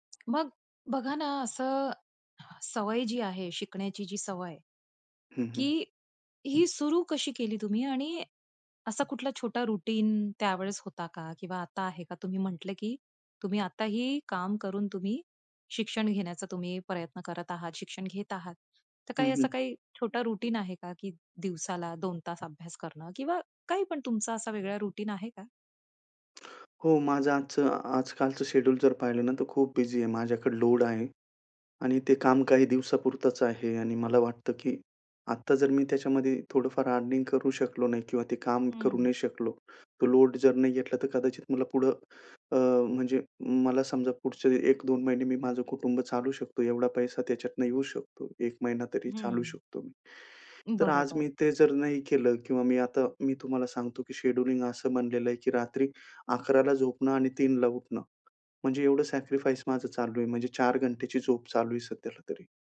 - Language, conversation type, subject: Marathi, podcast, काम करतानाही शिकण्याची सवय कशी टिकवता?
- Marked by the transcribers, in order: tapping; other noise; other background noise; in English: "रुटीन"; in English: "रुटीन"; in English: "रुटीन"; in English: "अर्निंग"; in English: "सॅक्रिफाईस"